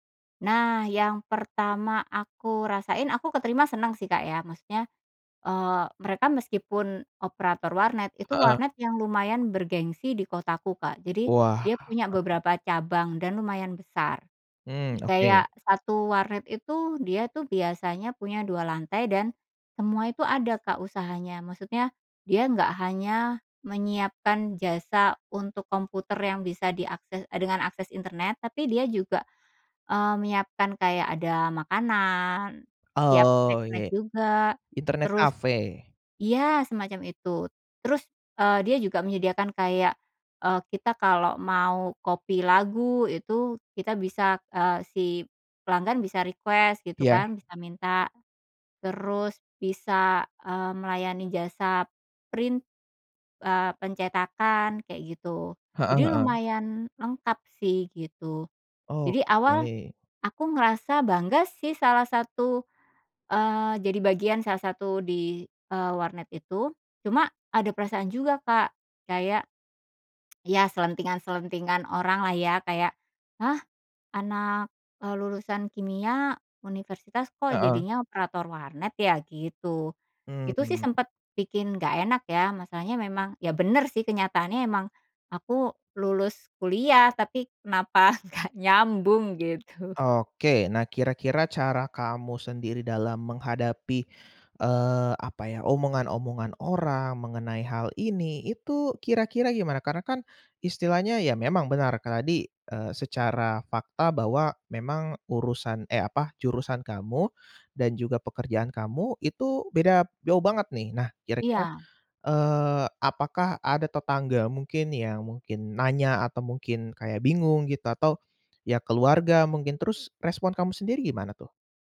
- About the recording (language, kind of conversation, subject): Indonesian, podcast, Bagaimana rasanya mendapatkan pekerjaan pertama Anda?
- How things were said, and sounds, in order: in English: "request"; in English: "print"; tongue click; other background noise; laughing while speaking: "nggak"